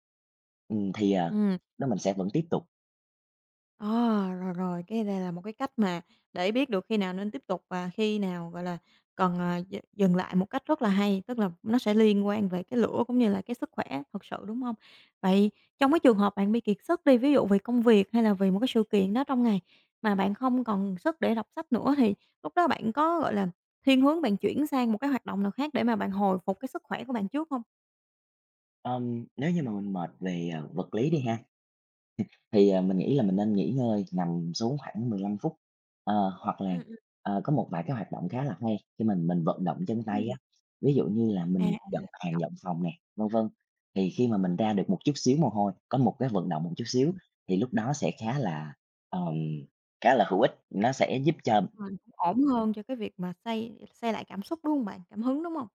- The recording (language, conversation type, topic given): Vietnamese, podcast, Làm sao bạn duy trì kỷ luật khi không có cảm hứng?
- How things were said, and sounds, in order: tapping; other background noise; unintelligible speech; unintelligible speech